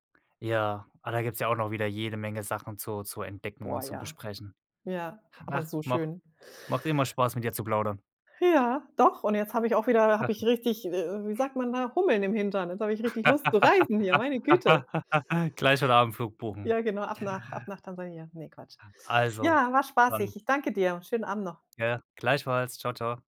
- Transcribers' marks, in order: other background noise; laugh; joyful: "Hummeln im Hintern?"; laugh; joyful: "Lust zu reisen hier, meine Güte"
- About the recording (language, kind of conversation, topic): German, podcast, Was würdest du jemandem raten, der die Natur neu entdecken will?